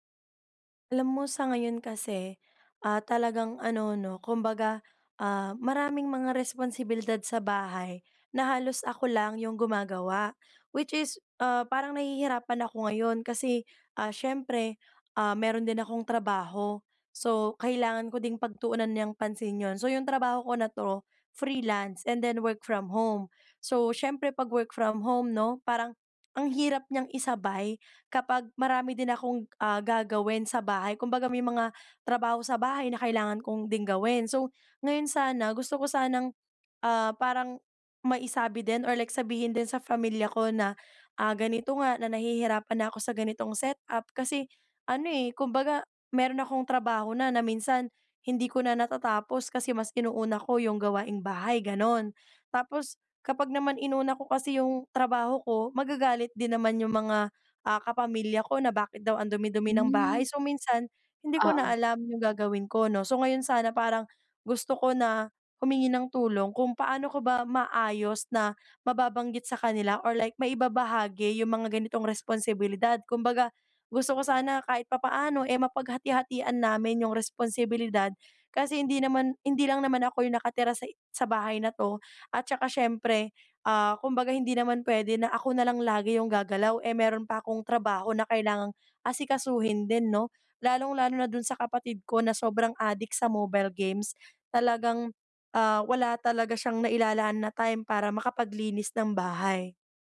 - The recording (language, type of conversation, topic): Filipino, advice, Paano namin maayos at patas na maibabahagi ang mga responsibilidad sa aming pamilya?
- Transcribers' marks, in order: tapping; "pamilya" said as "familya"